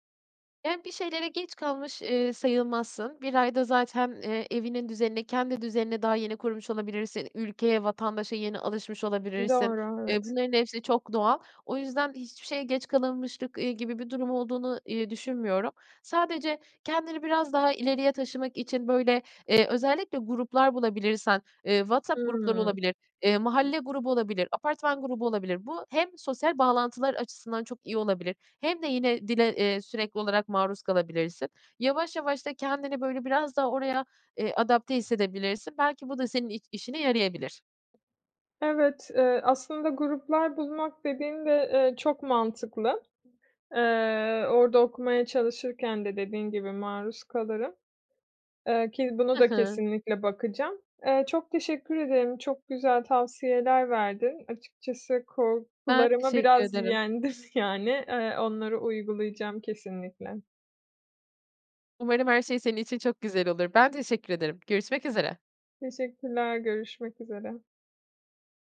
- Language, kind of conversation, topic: Turkish, advice, Yeni bir ülkede dil engelini aşarak nasıl arkadaş edinip sosyal bağlantılar kurabilirim?
- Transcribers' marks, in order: other background noise; tapping; laughing while speaking: "yendim"